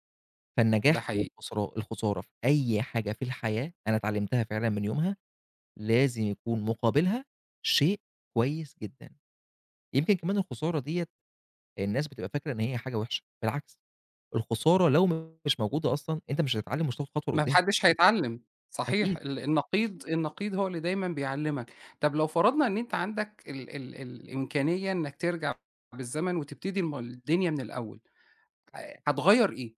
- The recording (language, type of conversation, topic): Arabic, podcast, ممكن تحكيلنا عن خسارة حصلت لك واتحوّلت لفرصة مفاجئة؟
- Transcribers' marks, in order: unintelligible speech